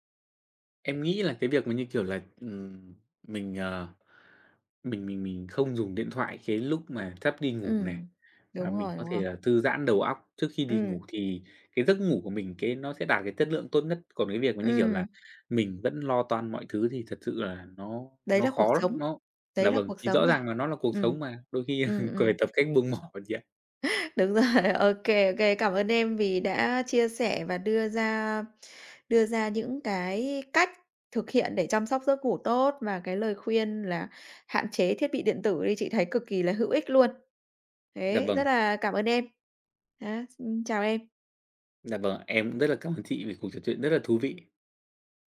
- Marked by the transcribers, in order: other background noise; tapping; laughing while speaking: "khi"; chuckle; laughing while speaking: "Đúng rồi"
- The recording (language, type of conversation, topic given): Vietnamese, podcast, Bạn chăm sóc giấc ngủ hằng ngày như thế nào, nói thật nhé?